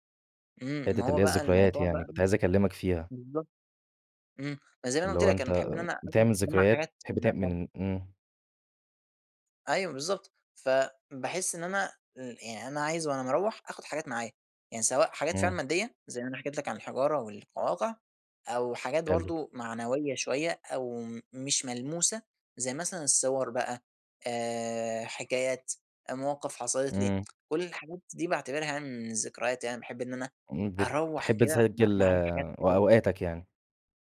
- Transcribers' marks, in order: unintelligible speech; unintelligible speech; tsk
- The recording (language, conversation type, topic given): Arabic, podcast, إيه أجمل مكان طبيعي زرته قبل كده، وليه ساب فيك أثر؟